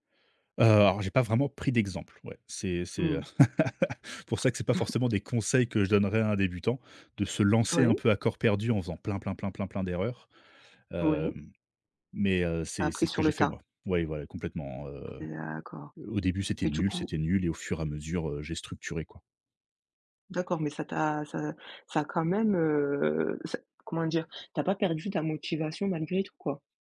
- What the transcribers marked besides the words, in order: laugh; other background noise; cough; drawn out: "heu"
- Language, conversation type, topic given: French, podcast, Quel conseil donnerais-tu à un débutant enthousiaste ?